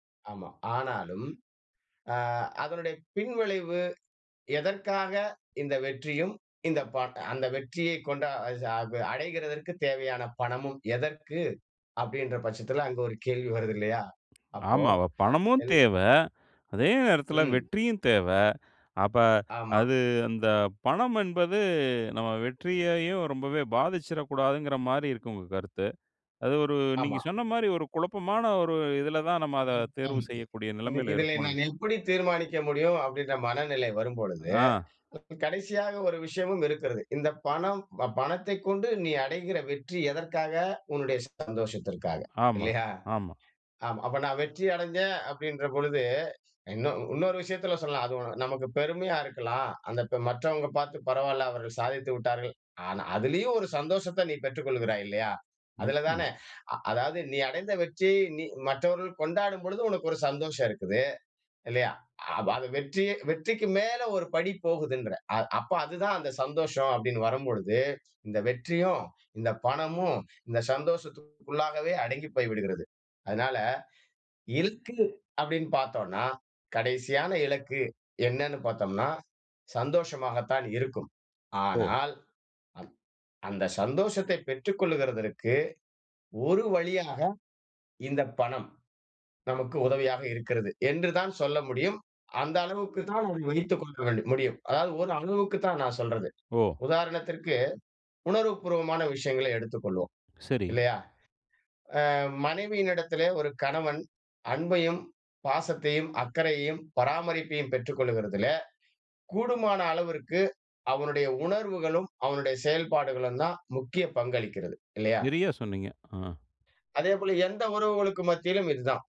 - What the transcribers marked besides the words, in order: inhale; unintelligible speech; inhale; other background noise; other noise; inhale; inhale; inhale; "இலக்கு" said as "இல்க்கு"; "கொள்வதற்கு" said as "கொள்கிறதற்கு"; inhale; inhale
- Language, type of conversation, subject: Tamil, podcast, பணமா, சந்தோஷமா, அல்லது வேறு ஒன்றா வெற்றியைத் தேர்வு செய்வீர்கள்?